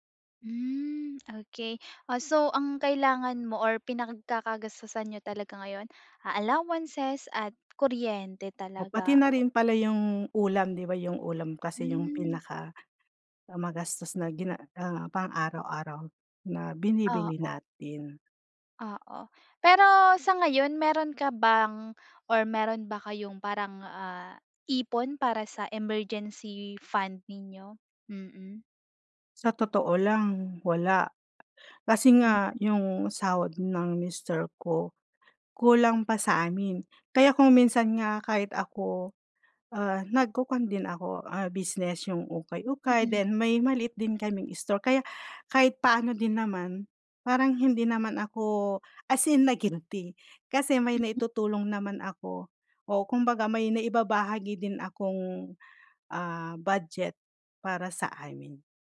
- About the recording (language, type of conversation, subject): Filipino, advice, Paano ko uunahin ang mga pangangailangan kaysa sa luho sa aking badyet?
- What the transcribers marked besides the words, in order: breath